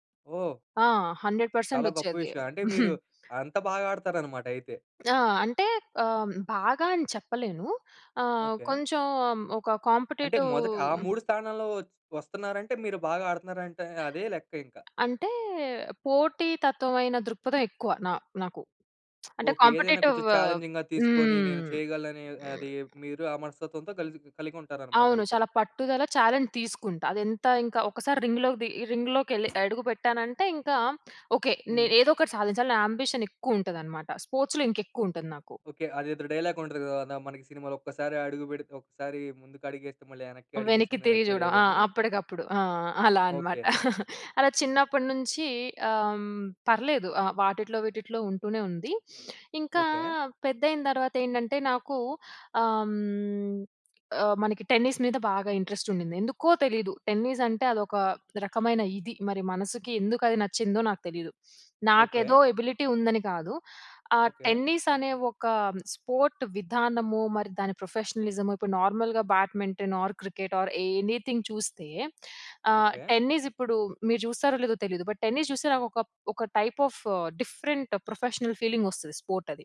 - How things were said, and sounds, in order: in English: "హండ్రెడ్ పర్సెంట్"; chuckle; tapping; in English: "కాంపీటేటివ్"; in English: "కాంపీటేటివ్"; in English: "చాలెంజింగ్‌గా"; drawn out: "హ్మ్"; other background noise; in English: "చాలెంజ్"; in English: "రింగ్"; in English: "రింగ్"; in English: "యాంబిషన్"; in English: "స్పోర్ట్స్‌లో"; in English: "డైలాగ్"; chuckle; in English: "టెన్నిస్"; in English: "ఇంట్రెస్ట్"; in English: "టెన్నిస్"; in English: "ఎబిలిటీ"; in English: "టెన్నిస్"; in English: "స్పోర్ట్"; in English: "ప్రొఫెషనలిజమో"; in English: "నార్మల్‌గా బ్యాడ్మింటన్ ఆర్ క్రికెట్ ఆర్ ఎనిథింగ్"; in English: "టెన్నిస్"; in English: "బట్ టెన్నిస్"; in English: "టైప్ ఆఫ్ డిఫరెంట్ ప్రొఫెషనల్ ఫీలింగ్"; in English: "స్పోర్ట్"
- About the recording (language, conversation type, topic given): Telugu, podcast, చిన్నప్పుడే మీకు ఇష్టమైన ఆట ఏది, ఎందుకు?